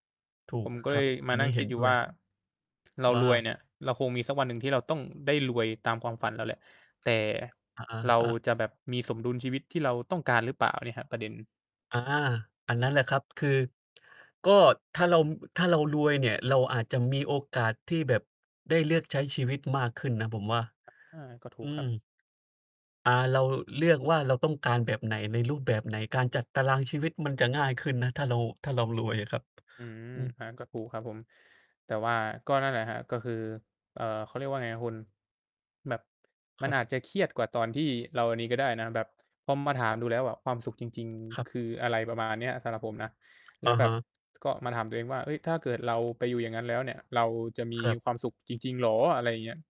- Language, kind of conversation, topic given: Thai, unstructured, เป้าหมายที่สำคัญที่สุดในชีวิตของคุณคืออะไร?
- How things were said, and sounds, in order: distorted speech; tapping